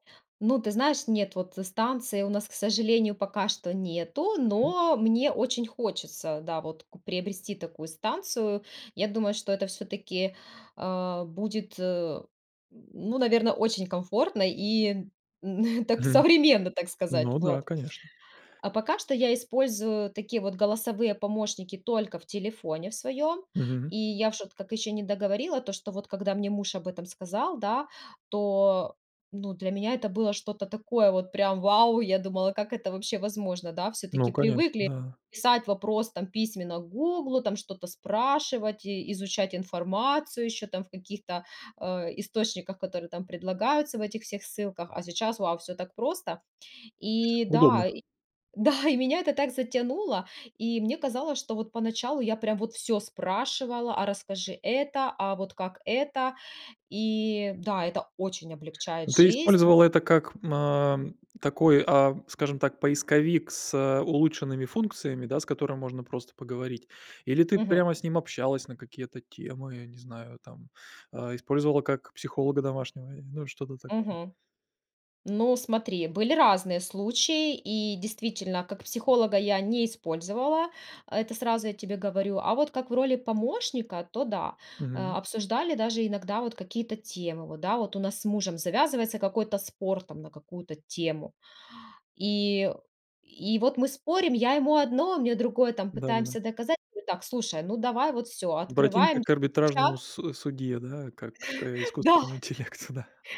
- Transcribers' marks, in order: other noise; chuckle; other background noise; chuckle; laughing while speaking: "интеллекту"
- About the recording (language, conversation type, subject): Russian, podcast, Как вы относитесь к использованию ИИ в быту?